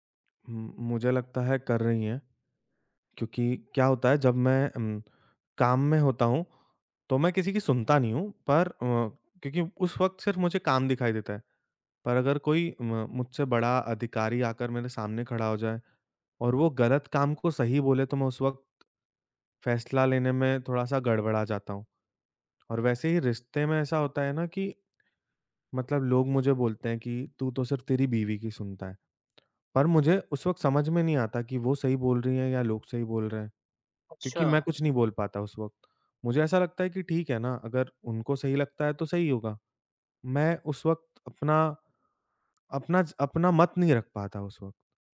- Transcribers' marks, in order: none
- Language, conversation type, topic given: Hindi, advice, आप अपनी उपलब्धियों को कम आँककर खुद पर शक क्यों करते हैं?